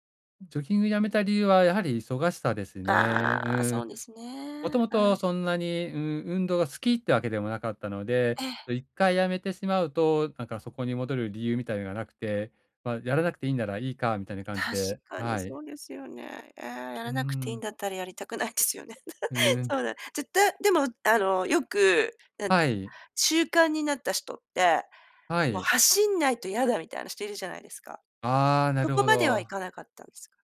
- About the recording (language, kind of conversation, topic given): Japanese, advice, 新しい運動習慣を始めるのが怖いとき、どうやって最初の一歩を踏み出せばいいですか？
- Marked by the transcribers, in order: laughing while speaking: "やりたくないですよね"